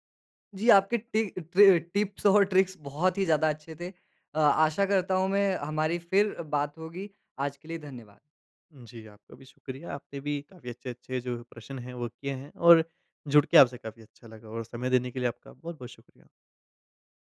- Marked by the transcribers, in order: in English: "टिप्स"; in English: "ट्रिक्स"
- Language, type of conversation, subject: Hindi, podcast, आप कोई नया कौशल सीखना कैसे शुरू करते हैं?